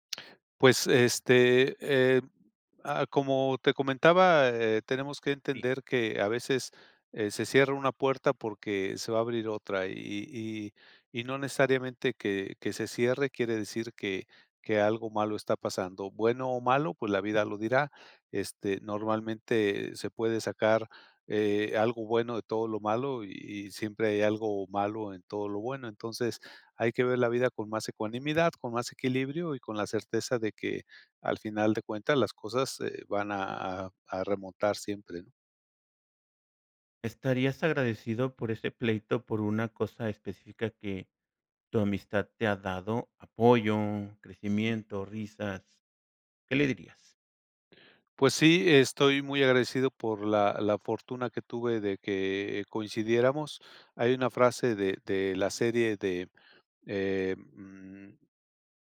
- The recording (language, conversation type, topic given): Spanish, podcast, ¿Alguna vez un error te llevó a algo mejor?
- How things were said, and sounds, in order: tapping